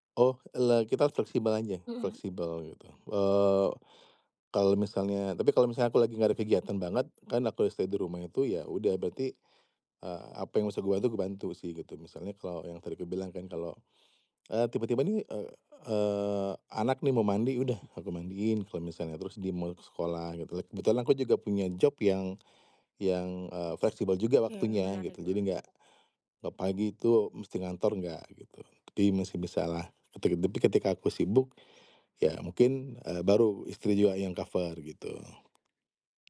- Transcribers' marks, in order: in English: "stay"; in English: "job"; tapping
- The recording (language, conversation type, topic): Indonesian, podcast, Apa trik terbaik untuk membagi tugas rumah dengan pasangan atau keluarga secara adil?